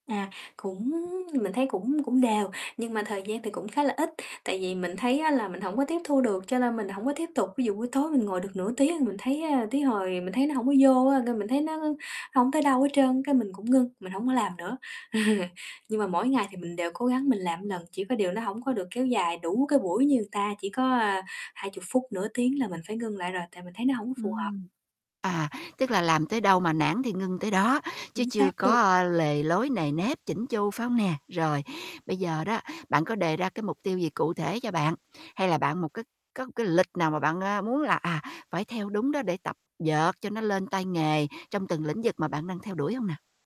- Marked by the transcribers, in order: static; tapping; chuckle; "người" said as "ừn"; distorted speech; "dượt" said as "dợt"
- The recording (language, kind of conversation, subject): Vietnamese, advice, Tôi cảm thấy tiến bộ rất chậm khi luyện tập kỹ năng sáng tạo; tôi nên làm gì?
- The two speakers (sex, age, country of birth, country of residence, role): female, 25-29, Vietnam, Vietnam, user; female, 45-49, Vietnam, United States, advisor